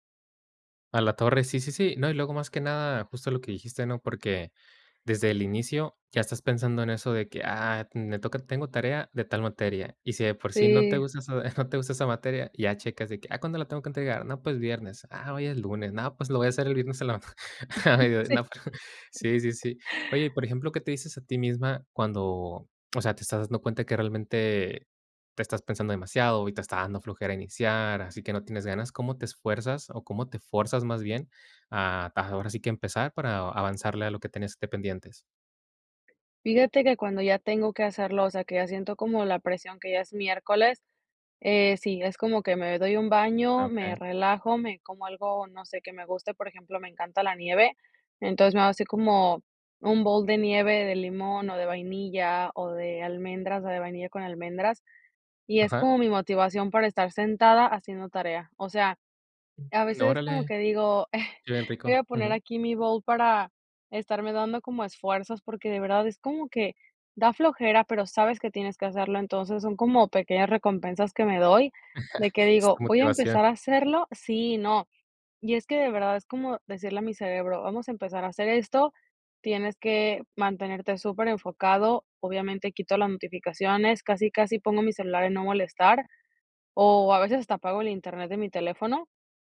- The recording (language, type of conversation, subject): Spanish, podcast, ¿Cómo evitas procrastinar cuando tienes que producir?
- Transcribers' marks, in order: giggle; laughing while speaking: "lo voy a hacer el viernes en la a mediodi no"; chuckle; tapping; "fuerzas" said as "forzas"; other background noise; laugh